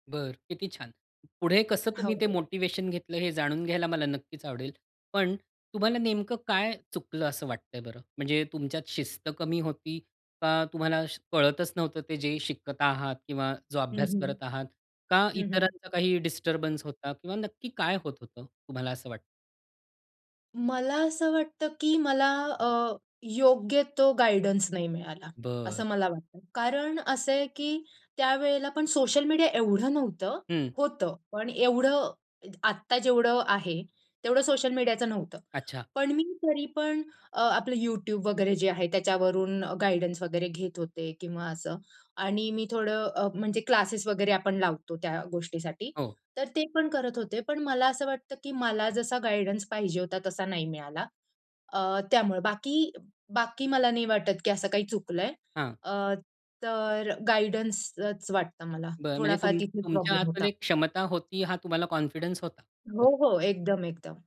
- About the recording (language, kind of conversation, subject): Marathi, podcast, प्रेरणा कमी झाल्यावर ती परत कशी आणता?
- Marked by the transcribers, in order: in English: "मोटिव्हेशन"; other background noise; in English: "डिस्टर्बन्स"; in English: "गाईडन्स"; in English: "सोशल मीडिया"; in English: "सोशल मीडियाचं"; in English: "गाईडन्स"; in English: "क्लासेस"; in English: "गाईडन्स"; in English: "गाईडन्सच"; in English: "प्रॉब्लेम"; in English: "कॉन्फिडन्स"; unintelligible speech